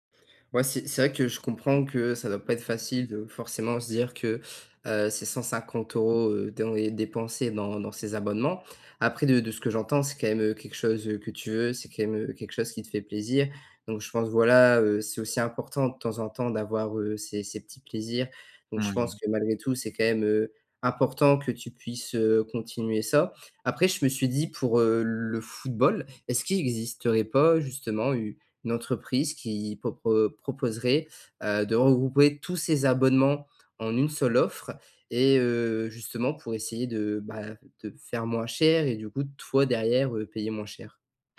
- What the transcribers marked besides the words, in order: none
- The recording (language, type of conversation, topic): French, advice, Comment peux-tu reprendre le contrôle sur tes abonnements et ces petites dépenses que tu oublies ?